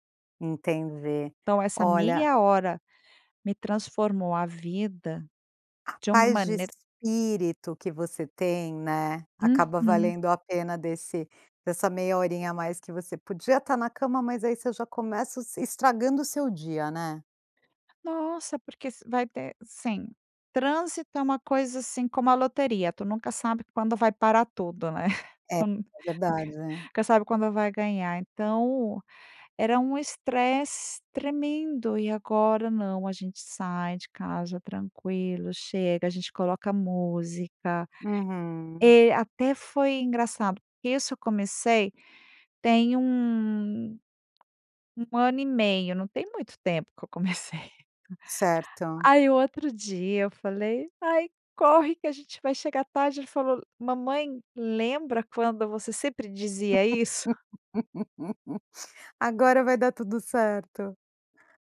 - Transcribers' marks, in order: tapping; chuckle; laughing while speaking: "comecei"; laugh
- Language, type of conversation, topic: Portuguese, podcast, Como você faz para reduzir a correria matinal?